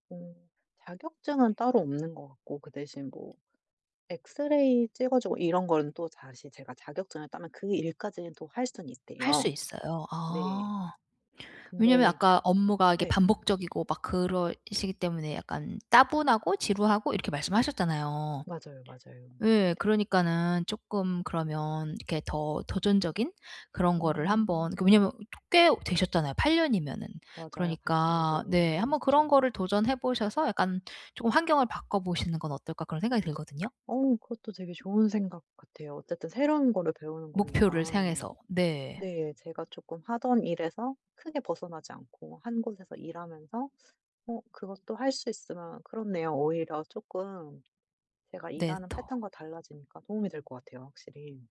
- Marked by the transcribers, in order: tapping
- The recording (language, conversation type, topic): Korean, advice, 반복적인 업무 때문에 동기가 떨어질 때, 어떻게 일에서 의미를 찾을 수 있을까요?